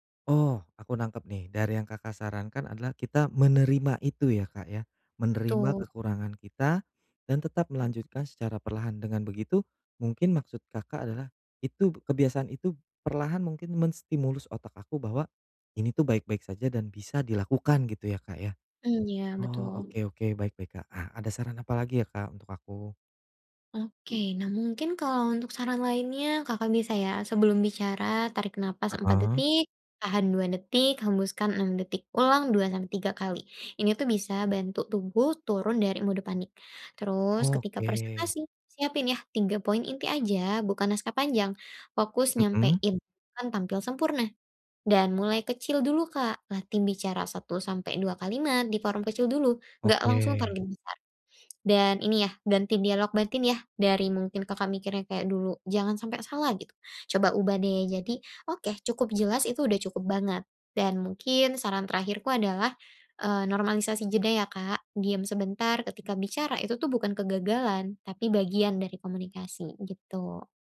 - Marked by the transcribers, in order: other animal sound
- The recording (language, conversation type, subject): Indonesian, advice, Bagaimana cara mengurangi kecemasan saat berbicara di depan umum?